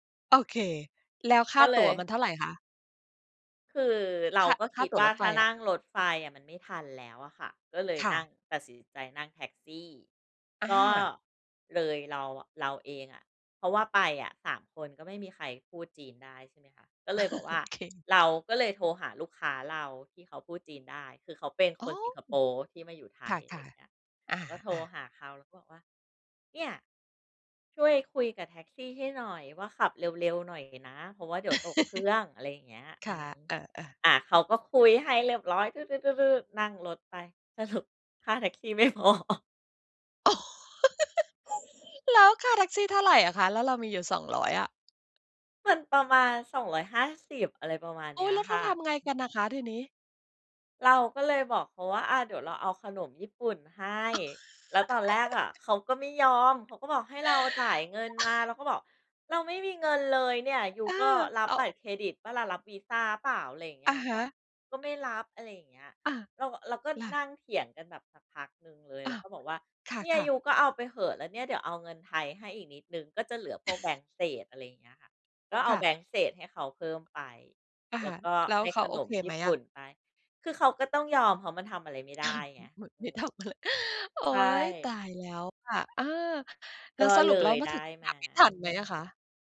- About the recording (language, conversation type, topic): Thai, podcast, เวลาเจอปัญหาระหว่างเดินทาง คุณรับมือยังไง?
- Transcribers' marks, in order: chuckle; tapping; chuckle; laughing while speaking: "สรุป"; laughing while speaking: "ไม่พอ"; chuckle; laughing while speaking: "โอ้ !"; laugh; surprised: "แล้วค่าแท็กซี่เท่าไรอะคะ ?"; giggle; giggle; chuckle; chuckle; laughing while speaking: "อ ม ม ไม่ทำอะไร"; gasp